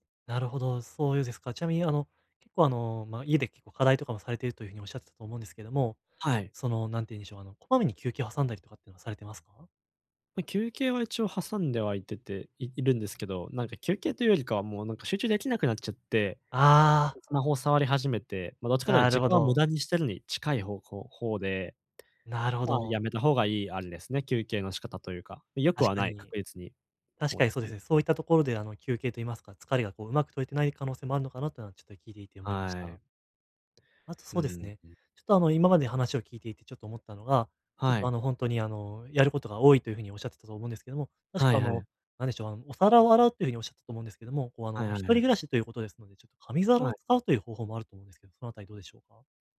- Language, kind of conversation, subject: Japanese, advice, 家でゆっくり休んで疲れを早く癒すにはどうすればいいですか？
- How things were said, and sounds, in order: tapping